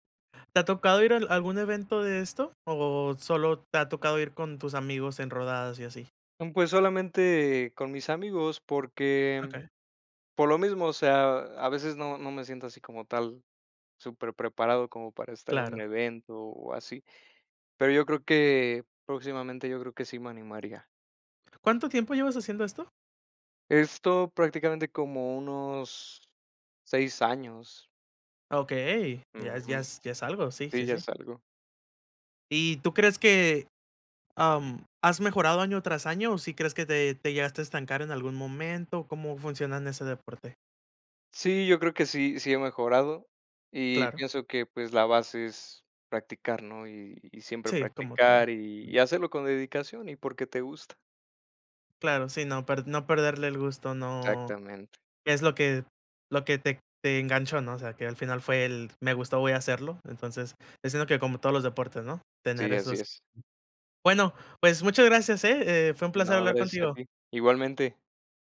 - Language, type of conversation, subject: Spanish, unstructured, ¿Te gusta pasar tiempo al aire libre?
- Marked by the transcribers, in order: other background noise; tapping